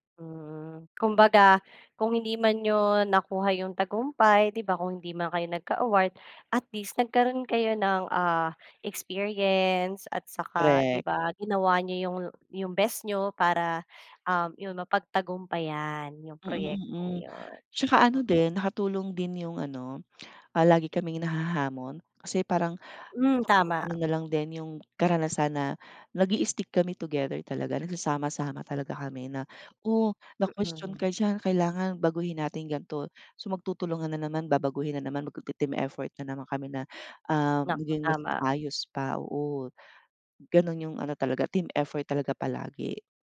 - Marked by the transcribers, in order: in English: "team effort"
- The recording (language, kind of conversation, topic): Filipino, podcast, Anong kuwento mo tungkol sa isang hindi inaasahang tagumpay?